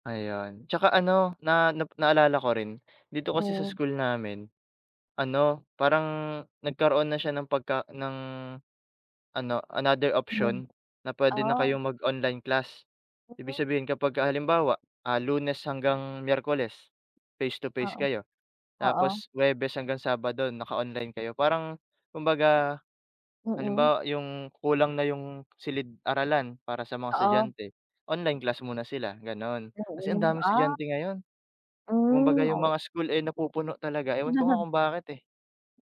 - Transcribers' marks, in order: unintelligible speech; chuckle
- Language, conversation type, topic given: Filipino, unstructured, Paano binabago ng teknolohiya ang paraan ng pag-aaral?